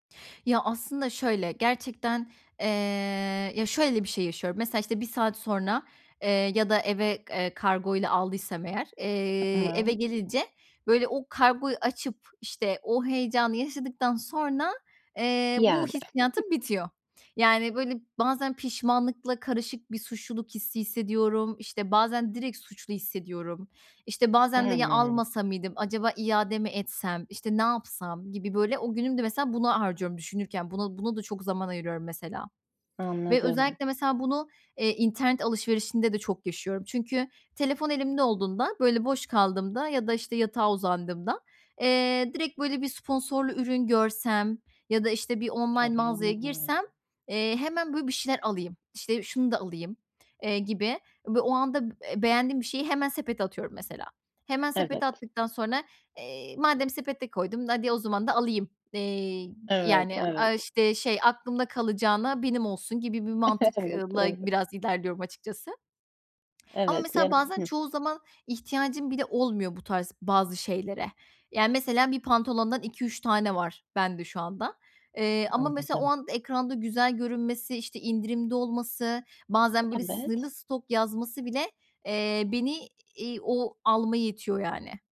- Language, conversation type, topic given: Turkish, advice, Anlık satın alma dürtülerimi nasıl daha iyi kontrol edip tasarruf edebilirim?
- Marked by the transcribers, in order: tapping; unintelligible speech; chuckle; other background noise; unintelligible speech; in English: "online"; "hadi" said as "nadi"; chuckle